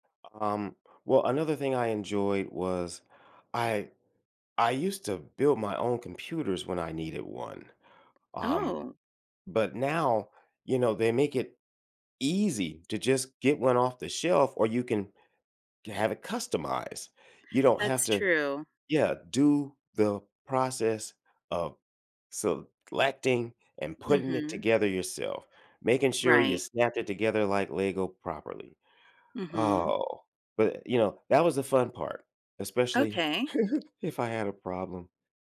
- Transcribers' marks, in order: giggle
- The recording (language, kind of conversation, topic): English, advice, How can I break out of a joyless routine and start enjoying my days again?